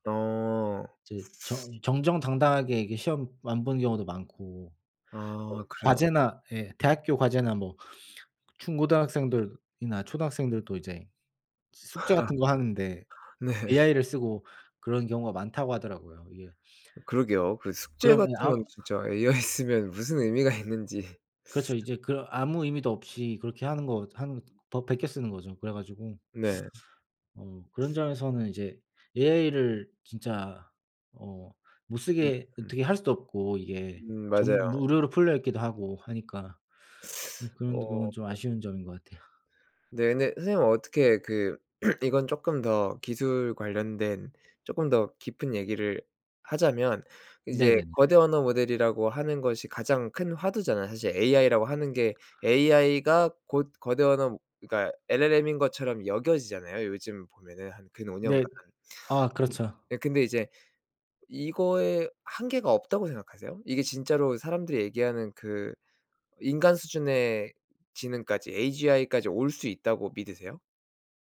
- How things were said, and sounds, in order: teeth sucking; laugh; laughing while speaking: "네"; laugh; laughing while speaking: "AI 쓰면 무슨 의미가 있는지"; teeth sucking; teeth sucking; teeth sucking; throat clearing; tapping
- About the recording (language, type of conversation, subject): Korean, unstructured, 미래에 어떤 모습으로 살고 싶나요?